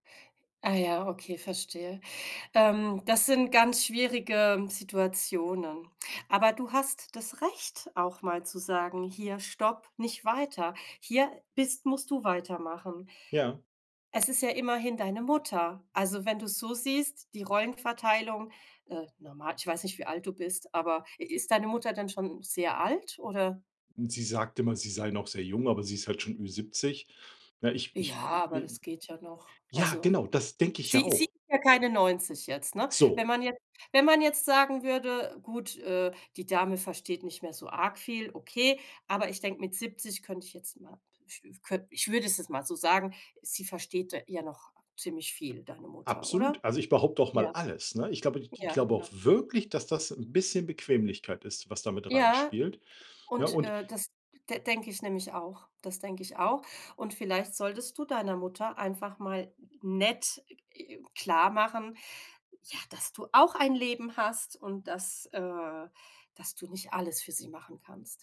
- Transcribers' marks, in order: stressed: "Mutter"; angry: "So"; stressed: "wirklich"; stressed: "nett"
- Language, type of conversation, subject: German, advice, Wie finde ich am Wochenende eine gute Balance zwischen Erholung und produktiven Freizeitaktivitäten?
- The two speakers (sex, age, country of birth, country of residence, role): female, 40-44, Germany, France, advisor; male, 45-49, Germany, Germany, user